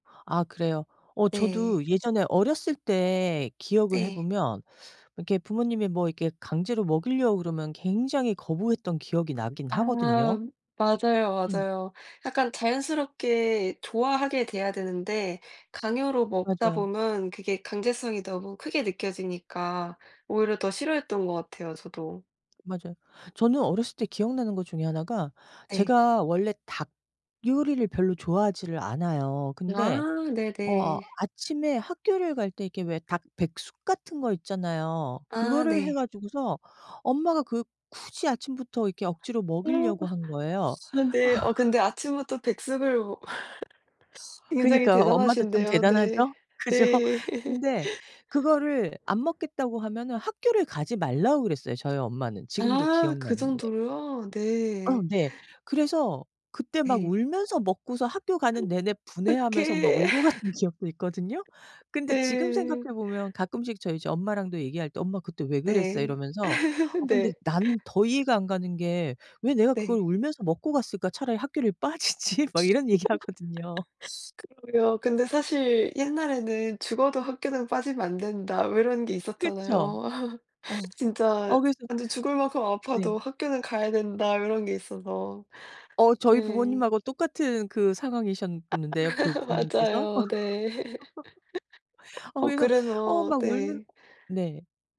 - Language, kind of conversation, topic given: Korean, unstructured, 아이들에게 음식 취향을 강요해도 될까요?
- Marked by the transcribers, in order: tapping; other background noise; laugh; laughing while speaking: "그니까 엄마도 참 대단하죠? 그죠?"; laugh; laughing while speaking: "울고 갔던"; laugh; laugh; laughing while speaking: "빠지지. 막 이런 얘기하거든요"; laugh; laugh; laugh; laugh